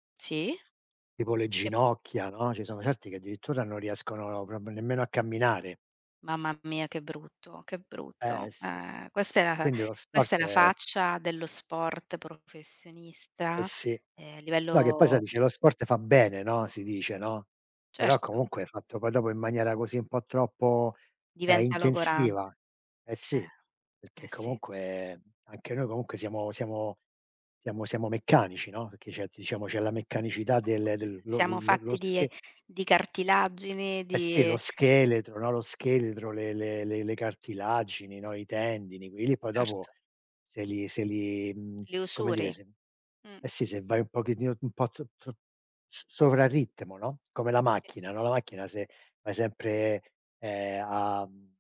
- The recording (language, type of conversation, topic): Italian, unstructured, Cosa pensi delle diete drastiche per perdere peso velocemente?
- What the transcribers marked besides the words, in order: chuckle; other background noise; unintelligible speech